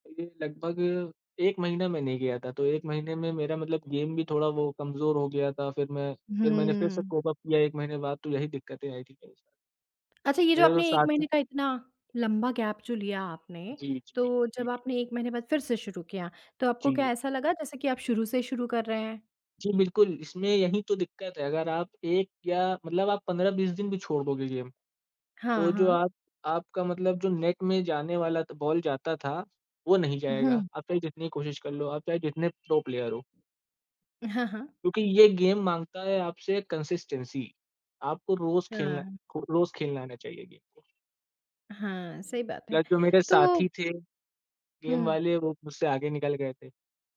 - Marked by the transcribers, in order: in English: "गेम"; in English: "कोप अप"; tapping; in English: "गैप"; in English: "गेम"; in English: "नेट"; in English: "बॉल"; in English: "प्रो प्लेयर"; in English: "गेम"; in English: "कंसिस्टेंसी"; in English: "गेम"; in English: "प्लस"; in English: "गेम"
- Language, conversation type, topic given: Hindi, podcast, नया शौक सीखते समय आप शुरुआत कैसे करते हैं?